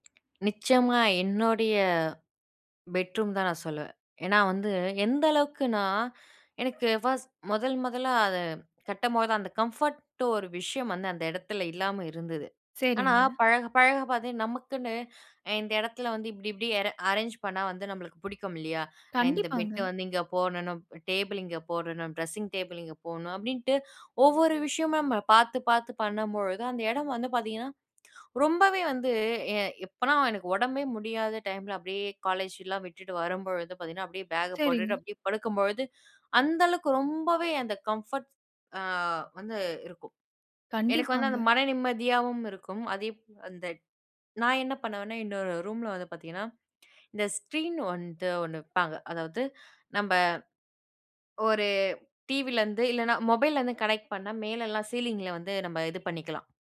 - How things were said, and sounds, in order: other background noise; in English: "கம்ஃபோர்ட்டோ"; in English: "அரேஞ்"; in English: "ட்ரெஸ்ஸிங் டேபிள்"; in English: "ஸ்க்ரீன்"; in English: "கனெக்ட்"; in English: "சீலிங்கில"; horn
- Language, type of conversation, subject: Tamil, podcast, வீட்டில் உங்களுக்கு மிகவும் பிடித்த ஓய்வெடுக்கும் இடம் எப்படிப் இருக்கும்?